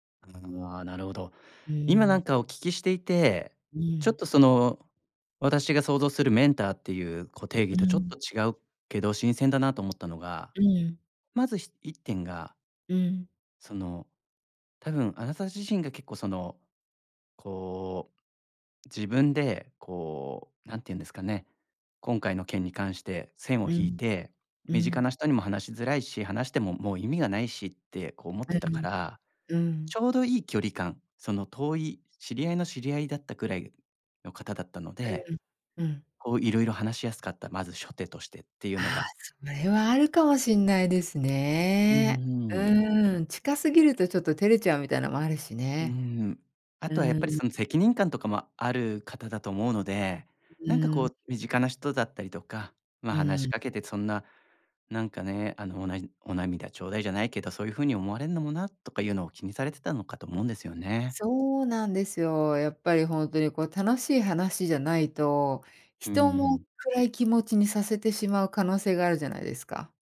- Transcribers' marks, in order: other noise; other background noise
- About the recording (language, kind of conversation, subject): Japanese, podcast, 良いメンターの条件って何だと思う？